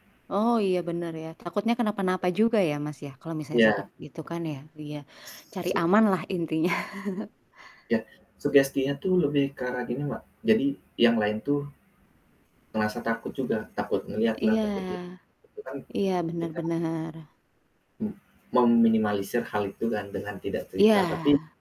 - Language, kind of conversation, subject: Indonesian, unstructured, Anda lebih memilih liburan ke pantai atau ke pegunungan?
- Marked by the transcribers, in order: mechanical hum; other background noise; static; laughing while speaking: "intinya"; chuckle; distorted speech